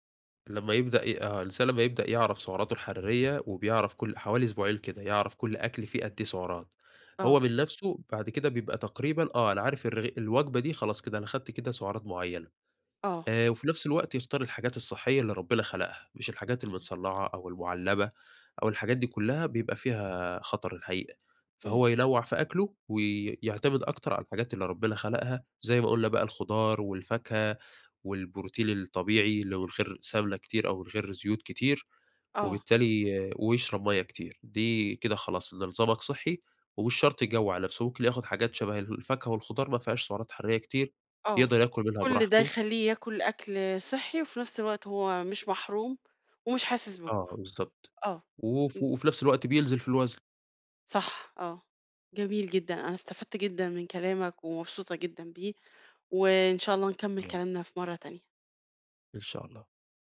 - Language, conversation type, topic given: Arabic, podcast, كيف بتاكل أكل صحي من غير ما تجوّع نفسك؟
- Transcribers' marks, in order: none